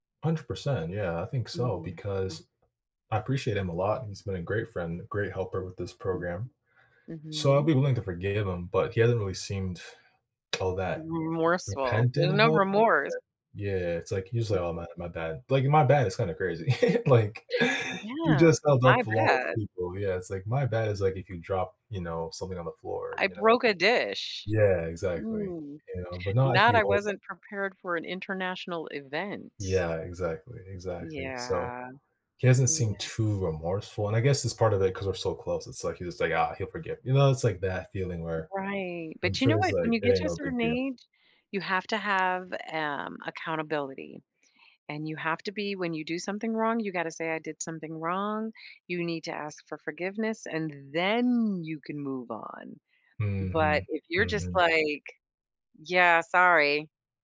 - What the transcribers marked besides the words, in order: tapping; other background noise; background speech; giggle; laughing while speaking: "like"; stressed: "then"
- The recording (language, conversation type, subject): English, advice, How do I tell a close friend I feel let down?